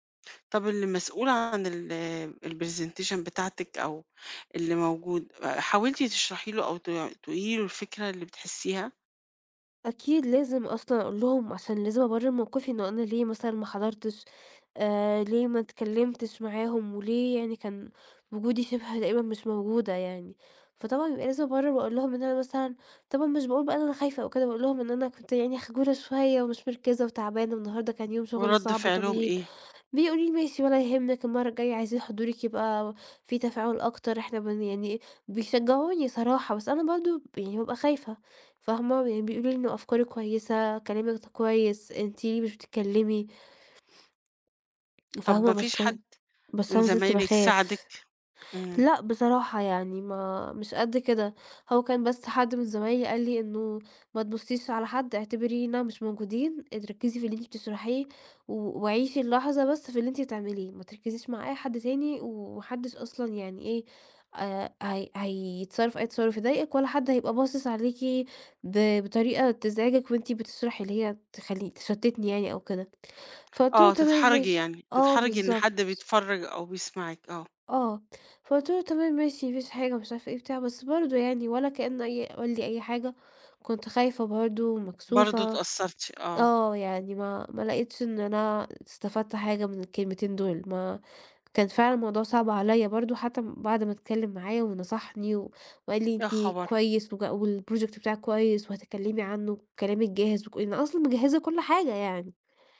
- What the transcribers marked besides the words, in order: in English: "الpresentation"; other background noise; tapping; sniff; in English: "والproject"
- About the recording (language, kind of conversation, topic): Arabic, advice, إزاي أتغلب على خوفي من الكلام قدّام الناس في الشغل أو في الاجتماعات؟